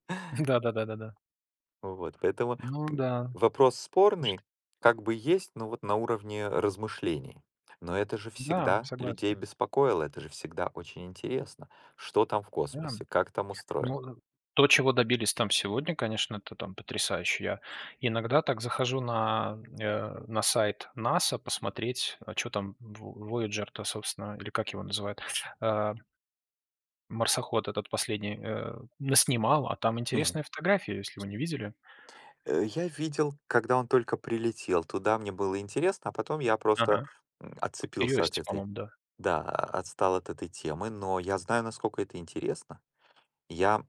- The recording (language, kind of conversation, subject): Russian, unstructured, Почему люди изучают космос и что это им даёт?
- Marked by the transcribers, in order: other background noise; background speech